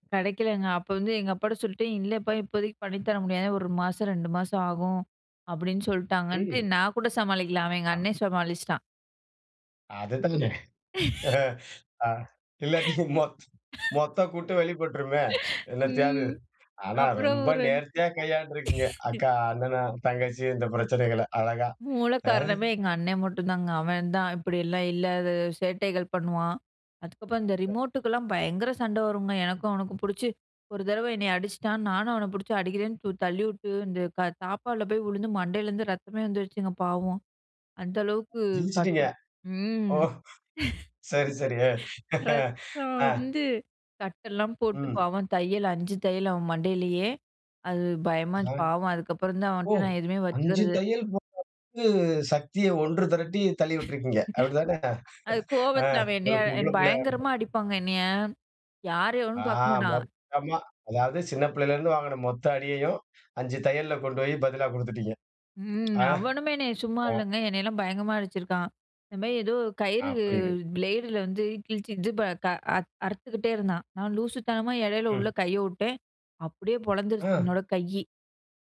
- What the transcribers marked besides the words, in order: "கிடைக்கலைங்க" said as "கடைக்கலங்க"; laughing while speaking: "அது தாங்க. அ அ. ஆ … பிரச்சனைகளை, அழகா ஆ"; chuckle; cough; "என்னத்தையாவது" said as "என்னத்தையாது"; laughing while speaking: "ம். அப்புறம்"; cough; other noise; laughing while speaking: "ஓ! சரி, சரி. ஆ. ஆ"; laughing while speaking: "ரத்தம் வந்து"; "அதாவது" said as "அஹ"; surprised: "ஓ! அஞ்சு தையல்"; "போடுறளவுக்கு" said as "போ வுக்கு"; "வச்சுக்கிறதில்ல" said as "வச்சுக்கிறது"; chuckle; laughing while speaking: "அப்படி தானே! ஆ. ஒரு பொம்பள புள்ளையா இருந்த"; laughing while speaking: "பதிலா குடுத்துட்டீங்க. ஆ"; other background noise; anticipating: "அ"
- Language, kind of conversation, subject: Tamil, podcast, சகோதரர்களுடன் உங்கள் உறவு எப்படி இருந்தது?